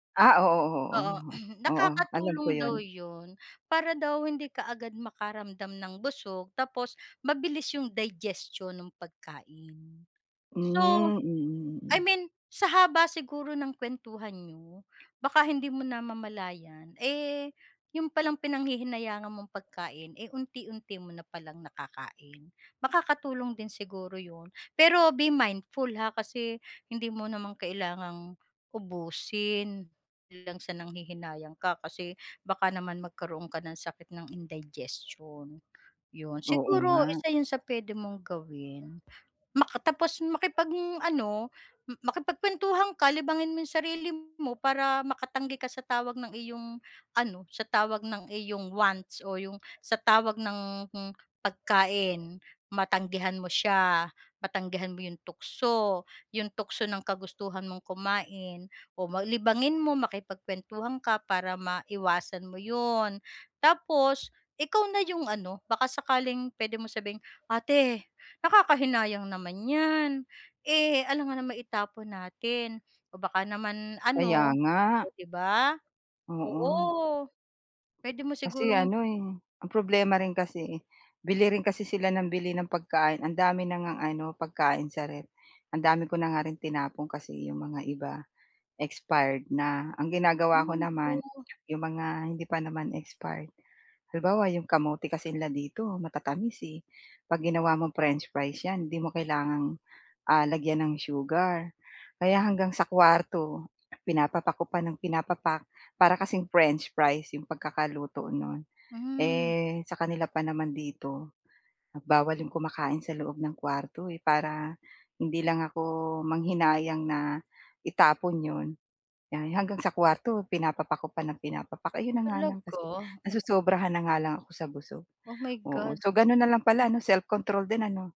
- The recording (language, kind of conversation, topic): Filipino, advice, Paano ko haharapin ang presyur ng ibang tao tungkol sa pagkain?
- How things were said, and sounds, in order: throat clearing; unintelligible speech